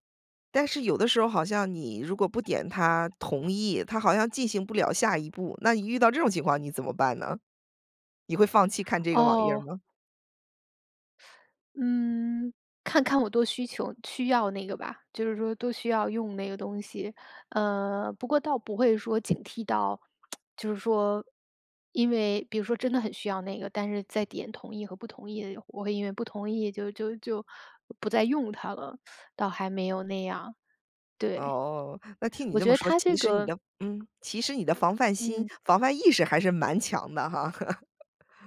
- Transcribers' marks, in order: teeth sucking; other background noise; lip smack; teeth sucking; laugh
- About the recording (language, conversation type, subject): Chinese, podcast, 我们该如何保护网络隐私和安全？